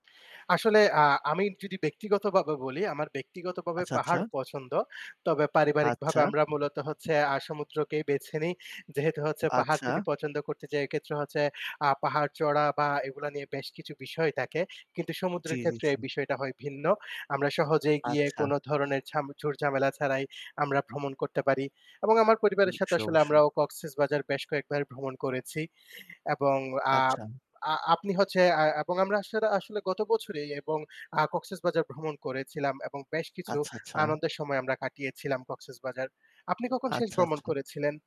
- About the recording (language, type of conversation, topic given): Bengali, unstructured, পরিবারের সঙ্গে ভ্রমণে গেলে আপনি কোন কোন বিষয় খেয়াল করেন?
- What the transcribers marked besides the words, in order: "ভাবে" said as "বাবে"; tapping; "এক্ষেত্রে" said as "একেত্রে"; static; "ঝুর-ঝামেলা" said as "ঝুট-ঝামেলা"